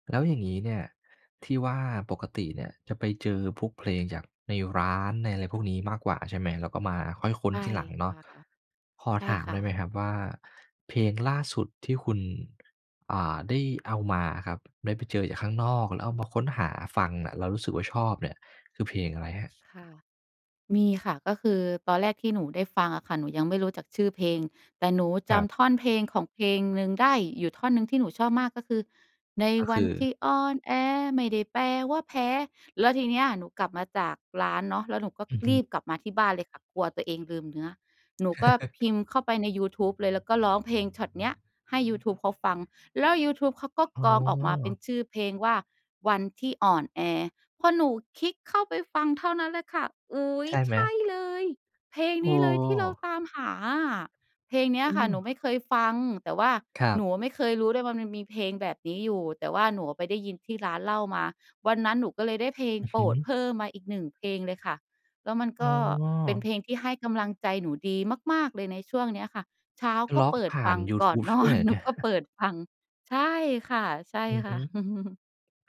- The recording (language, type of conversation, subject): Thai, podcast, คุณมักค้นพบเพลงใหม่จากที่ไหนบ่อยสุด?
- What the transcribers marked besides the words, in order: singing: "ในวันที่อ่อนแอ ไม่ได้แปลว่าแพ้"; chuckle; laughing while speaking: "เนี่ย"; laughing while speaking: "นอน"; chuckle